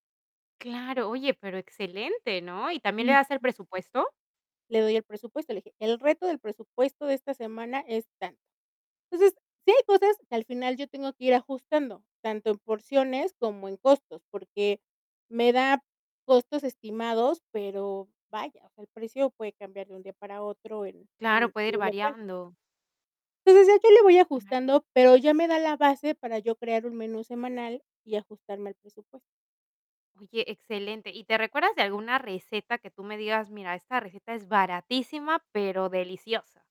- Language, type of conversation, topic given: Spanish, podcast, ¿Cómo aprendiste a cocinar con poco presupuesto?
- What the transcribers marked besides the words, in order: distorted speech; other background noise